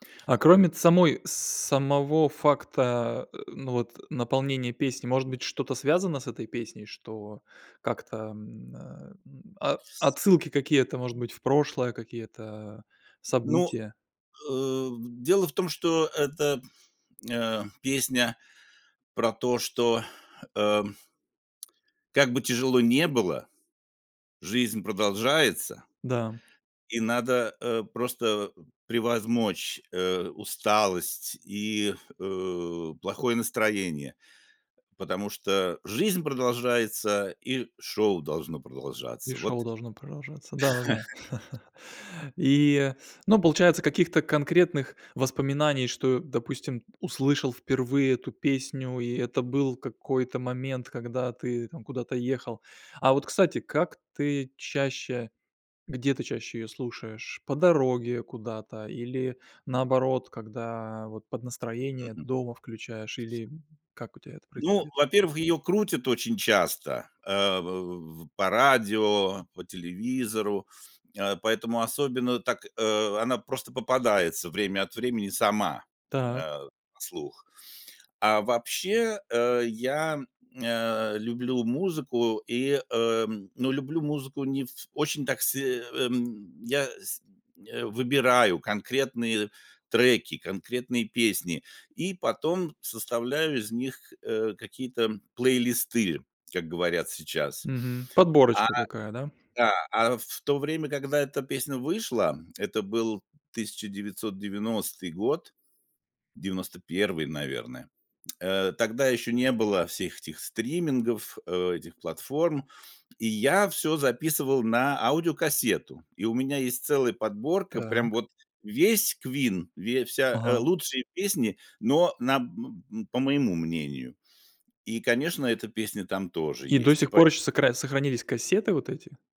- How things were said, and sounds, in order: tapping; chuckle; other background noise
- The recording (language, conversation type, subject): Russian, podcast, Какая песня мгновенно поднимает тебе настроение?